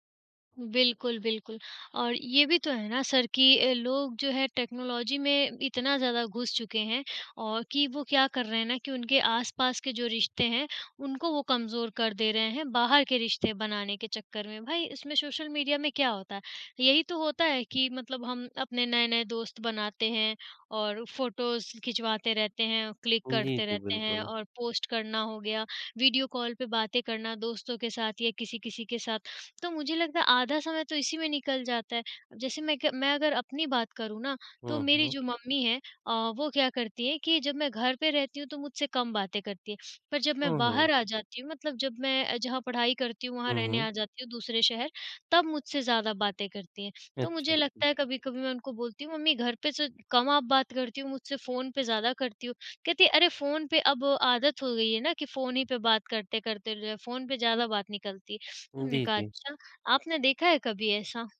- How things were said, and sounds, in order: in English: "टेक्नोलॉजी"; other background noise; in English: "फोटोज़"; in English: "क्लिक"; other noise
- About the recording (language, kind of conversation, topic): Hindi, unstructured, आपके जीवन में प्रौद्योगिकी ने क्या-क्या बदलाव किए हैं?